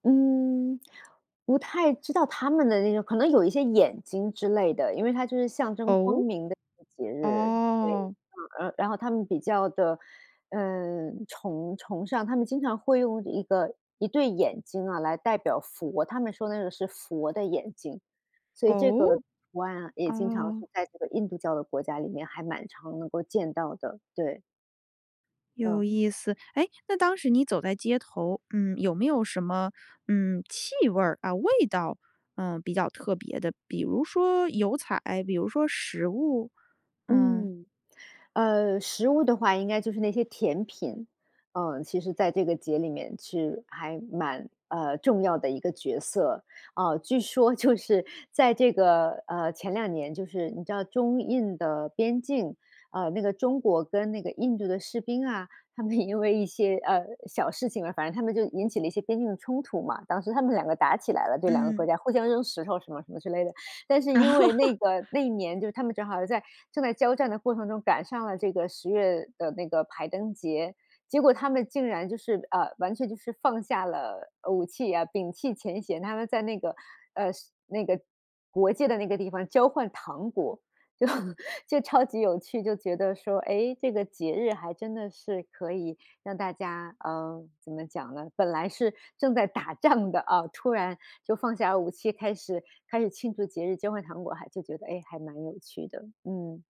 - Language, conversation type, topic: Chinese, podcast, 旅行中你最有趣的节日经历是什么？
- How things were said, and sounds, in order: other background noise; laughing while speaking: "就是"; laughing while speaking: "也因为一些"; laugh; laughing while speaking: "就"; laughing while speaking: "打仗的"